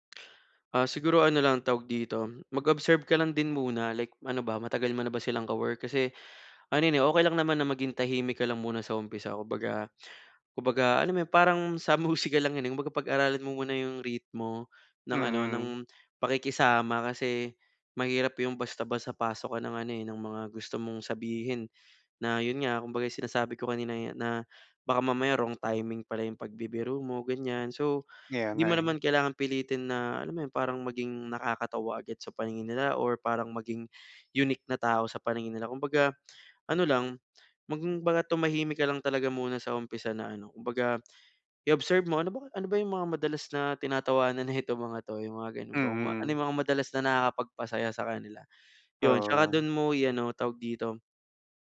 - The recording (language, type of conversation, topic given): Filipino, advice, Paano ko makikilala at marerespeto ang takot o pagkabalisa ko sa araw-araw?
- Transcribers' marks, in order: alarm